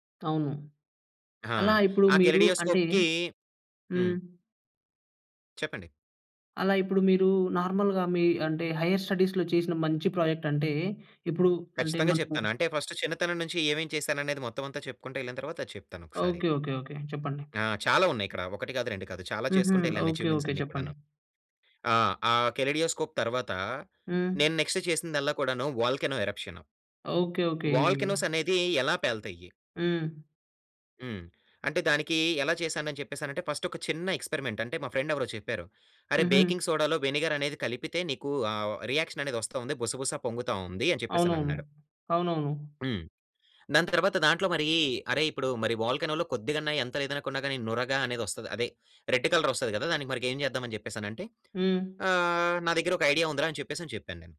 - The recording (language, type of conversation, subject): Telugu, podcast, మీకు అత్యంత నచ్చిన ప్రాజెక్ట్ గురించి వివరించగలరా?
- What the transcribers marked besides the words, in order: in English: "నార్మల్‌గా"; in English: "హైయర్ స్టడీస్‌లో"; in English: "ఫస్ట్"; in English: "అచీవ్‌మెంట్స్"; in English: "నెక్స్ట్"; in English: "వోల్కనో ఎరప్‌షన్"; in English: "ఫస్ట్"; in English: "ఎక్స్పెరిమెంట్"; in English: "ఫ్రెండ్"; in English: "బేకింగ్ సోడాలో వెనిగర్"; in English: "రియాక్షన్"; other background noise; in English: "వోల్కనో‌లో"; in English: "రెడ్ కలర్"; in English: "ఐడియా"